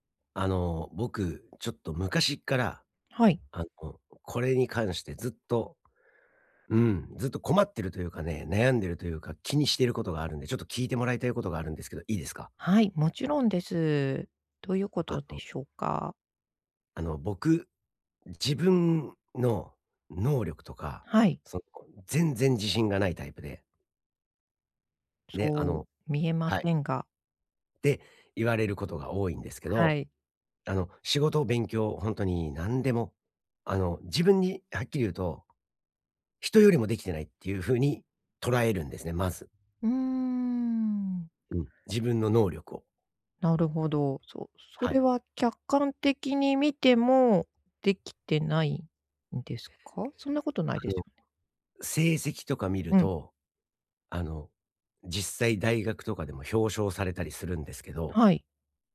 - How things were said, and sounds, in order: tapping
- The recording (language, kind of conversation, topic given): Japanese, advice, 自分の能力に自信が持てない